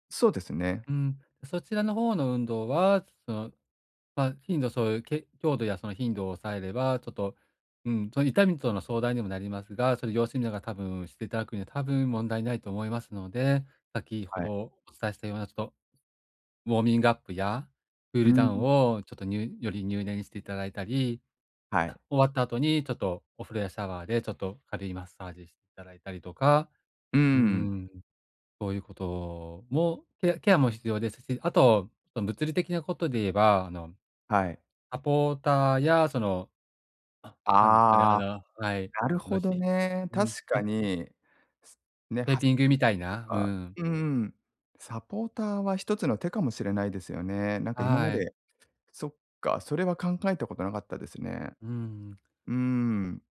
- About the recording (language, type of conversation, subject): Japanese, advice, 慢性的な健康の変化に適切に向き合うにはどうすればよいですか？
- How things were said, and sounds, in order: tapping; unintelligible speech